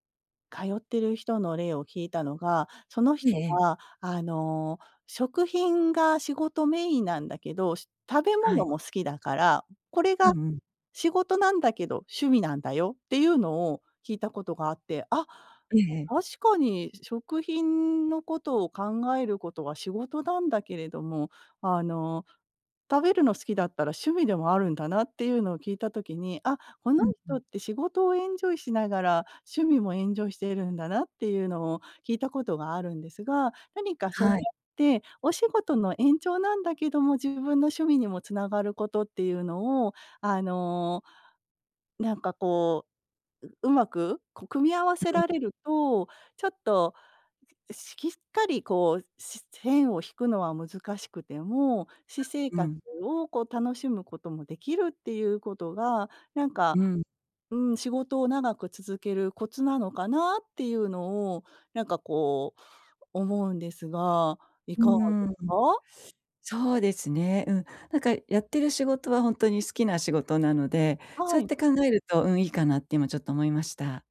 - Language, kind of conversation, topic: Japanese, advice, 仕事と私生活の境界を守るには、まず何から始めればよいですか？
- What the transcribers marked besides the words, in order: none